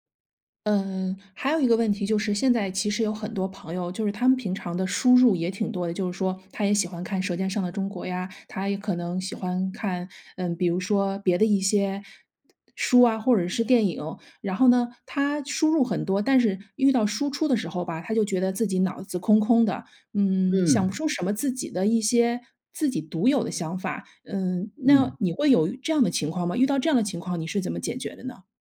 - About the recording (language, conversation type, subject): Chinese, podcast, 你平时如何收集素材和灵感？
- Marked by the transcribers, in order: none